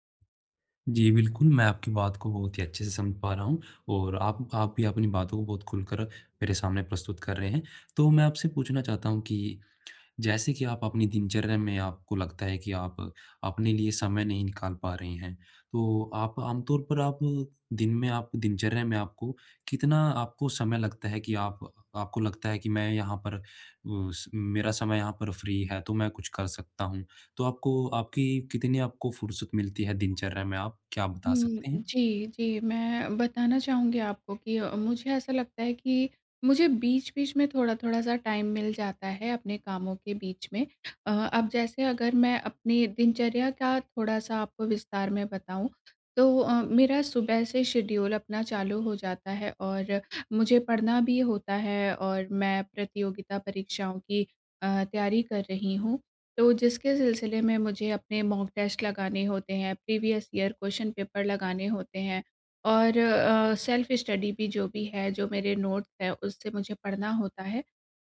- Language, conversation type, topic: Hindi, advice, मैं अपनी रोज़मर्रा की ज़िंदगी में मनोरंजन के लिए समय कैसे निकालूँ?
- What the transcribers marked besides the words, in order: in English: "फ़्री"; in English: "टाइम"; in English: "शेड्यूल"; in English: "मॉक टेस्ट"; in English: "प्रीवियस ईयर क्वेश्चन पेपर"; in English: "सेल्फ़ स्टडी"; in English: "नोट्स"